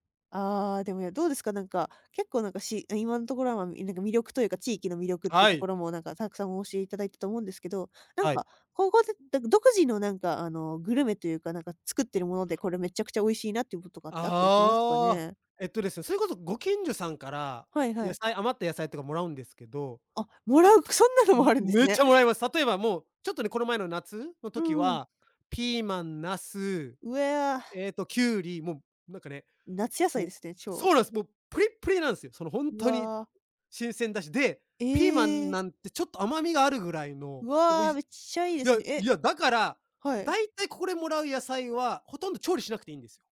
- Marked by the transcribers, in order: chuckle
- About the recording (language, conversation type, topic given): Japanese, podcast, あなたの身近な自然の魅力は何ですか？